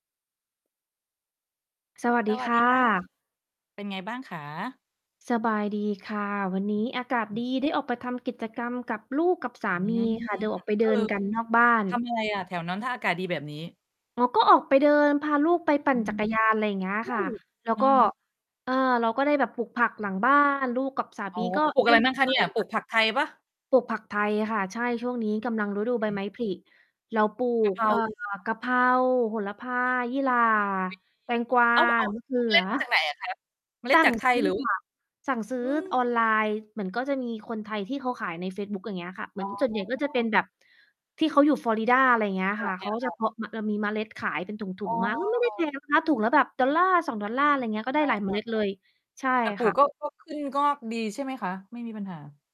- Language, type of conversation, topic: Thai, unstructured, คุณคิดว่าความรักกับความโกรธสามารถอยู่ร่วมกันได้ไหม?
- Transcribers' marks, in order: mechanical hum; distorted speech; "โดย" said as "โด"; unintelligible speech; unintelligible speech